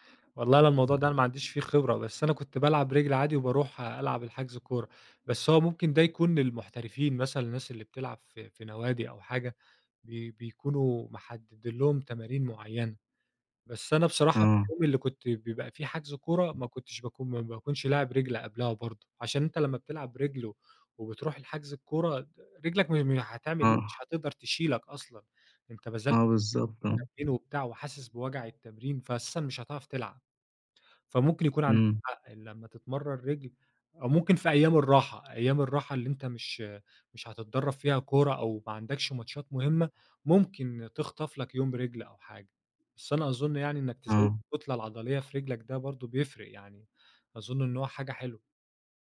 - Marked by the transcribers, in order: tapping; other background noise
- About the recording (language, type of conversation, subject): Arabic, podcast, إزاي تحافظ على نشاطك البدني من غير ما تروح الجيم؟